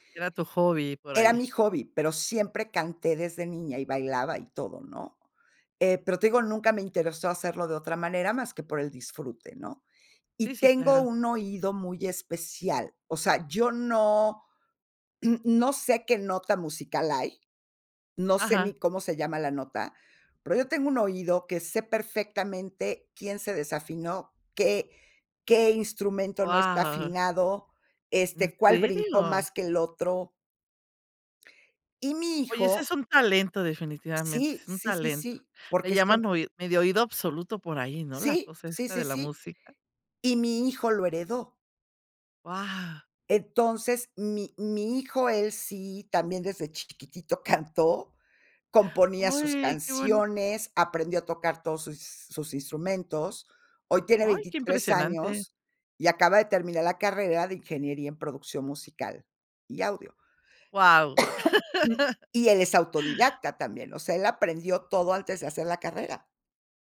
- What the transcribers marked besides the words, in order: throat clearing; cough; chuckle
- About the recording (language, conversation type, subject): Spanish, podcast, ¿Qué objeto físico, como un casete o una revista, significó mucho para ti?